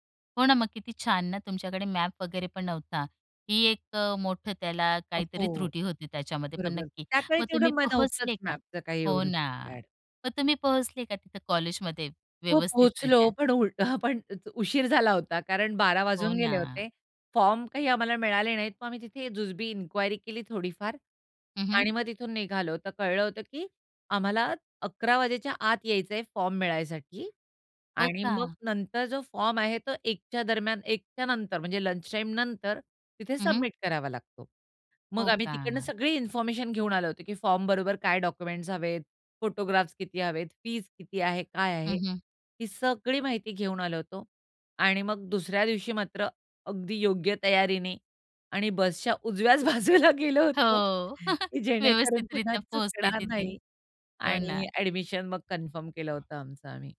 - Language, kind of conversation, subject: Marathi, podcast, नकाशा न पाहता तुम्ही कधी प्रवास केला आहे का?
- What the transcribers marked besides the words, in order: other noise; laughing while speaking: "उजव्याच बाजूला गेलो होतो"; drawn out: "हो"; chuckle; laughing while speaking: "व्यवस्थितरित्या पोहोचले तिथे"; other background noise; in English: "कन्फर्म"